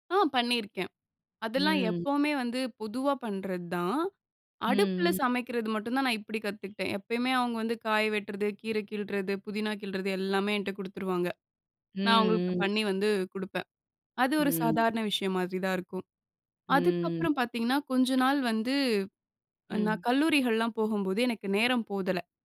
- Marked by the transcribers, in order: other background noise
- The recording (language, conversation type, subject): Tamil, podcast, உங்களுக்குச் சமையலின் மீது ஆர்வம் எப்படி வளர்ந்தது?